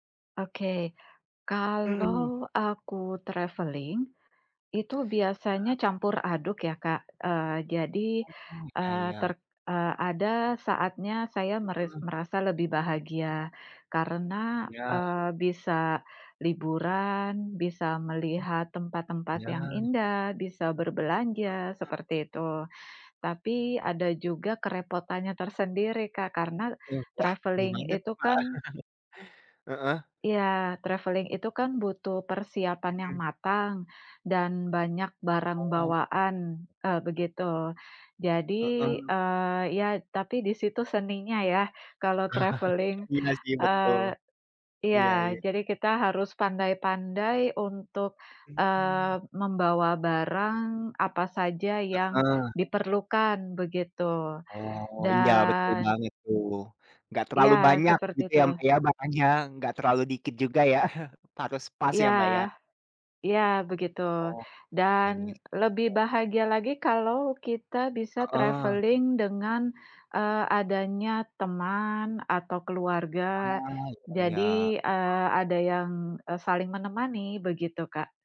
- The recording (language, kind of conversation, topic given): Indonesian, unstructured, Bagaimana bepergian bisa membuat kamu merasa lebih bahagia?
- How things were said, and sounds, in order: in English: "traveling"; tapping; other background noise; unintelligible speech; in English: "travelling"; chuckle; in English: "traveling"; chuckle; in English: "traveling"; chuckle; in English: "traveling"